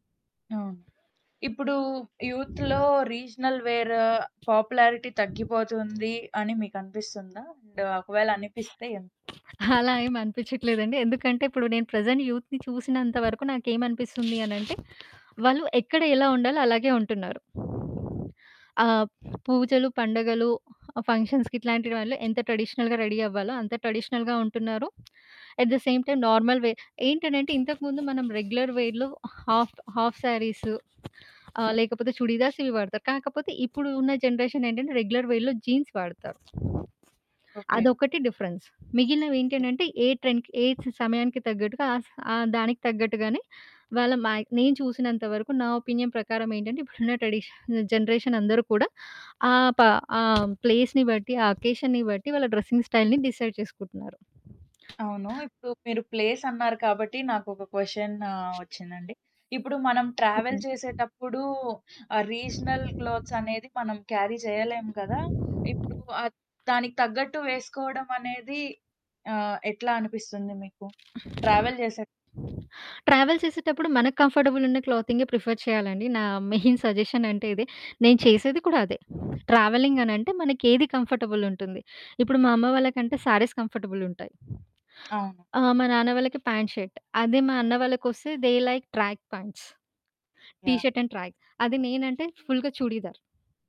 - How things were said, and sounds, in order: other background noise; wind; in English: "యూత్‌లో రీజనల్ వేర్ పాపులారిటీ"; in English: "అండ్"; in English: "ప్రెజెంట్ యూత్‌ని"; in English: "ఫంక్షన్స్‌కి"; in English: "ట్రెడిషనల్‌గా రెడీ"; in English: "ట్రెడిషనల్‌గా"; in English: "అట్ ద సేమ్ టైమ్ నార్మల్ వేర్"; in English: "రెగ్యులర్ వేర్‌లో హాఫ్ హాఫ్ సారీస్"; in English: "చుడీదార్స్"; in English: "జనరేషన్"; in English: "రెగ్యులర్ వేర్‌లో జీన్స్"; in English: "డిఫరెన్స్"; in English: "ట్రెండ్"; in English: "ఒపీనియన్"; in English: "ట్రెడిషన్, జనరేషన్"; in English: "ప్లేస్‌ని"; in English: "అకేషన్‌ని"; in English: "డ్రెస్సింగ్ స్టైల్‌ని డిసైడ్"; in English: "ప్లేస్"; in English: "క్వషన్"; in English: "ట్రావెల్"; in English: "రీజనల్ క్లాత్స్"; in English: "క్యారీ"; in English: "ట్రావెల్"; in English: "ట్రావెల్"; in English: "కంఫర్టబుల్"; in English: "ప్రిఫర్"; in English: "మెయిన్ సజెషన్"; in English: "ట్రావెలింగ్"; in English: "కంఫర్టబుల్"; in English: "సారీస్ కంఫర్టబుల్"; tapping; in English: "పాంట్ షర్ట్"; in English: "దే లైక్ ట్రాక్ పాంట్స్, టీ షర్ట్ అండ్ ట్రాక్"; in English: "ఫుల్‌గా చుడీదార్"
- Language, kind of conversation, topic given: Telugu, podcast, ప్రాంతీయ బట్టలు మీ స్టైల్‌లో ఎంత ప్రాముఖ్యం కలిగి ఉంటాయి?
- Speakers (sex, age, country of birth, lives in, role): female, 20-24, India, India, host; female, 30-34, India, India, guest